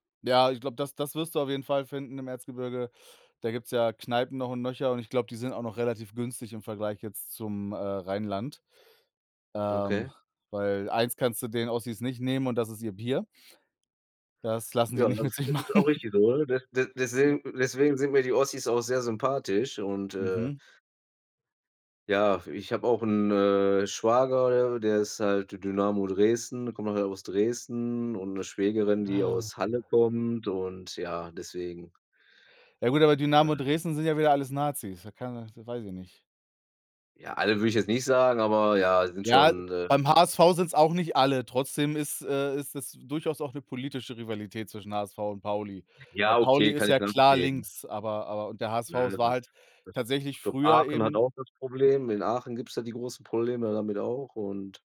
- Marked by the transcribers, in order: laughing while speaking: "nicht mit sich machen"; chuckle
- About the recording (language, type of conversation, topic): German, unstructured, Welche Werte sind dir in Freundschaften wichtig?